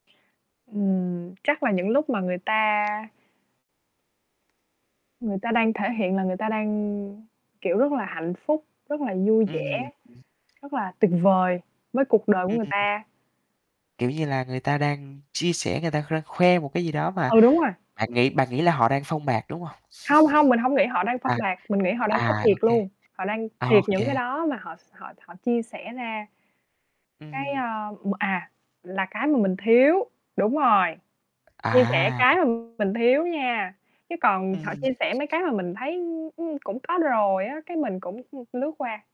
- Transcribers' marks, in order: static; tapping; other noise; distorted speech; laugh; other background noise
- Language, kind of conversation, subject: Vietnamese, advice, Bạn thường so sánh bản thân với người khác trên mạng xã hội như thế nào?